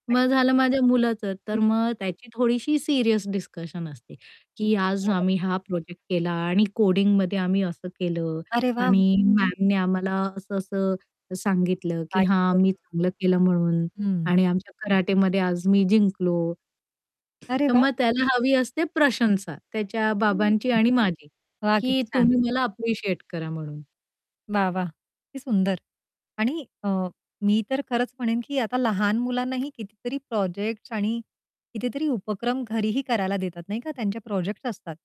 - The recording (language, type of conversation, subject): Marathi, podcast, रात्री सगळे एकत्र बसल्यावर तुमच्या घरात कोणकोणत्या विषयांवर चर्चा होते?
- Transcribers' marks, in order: static; distorted speech; other background noise; tapping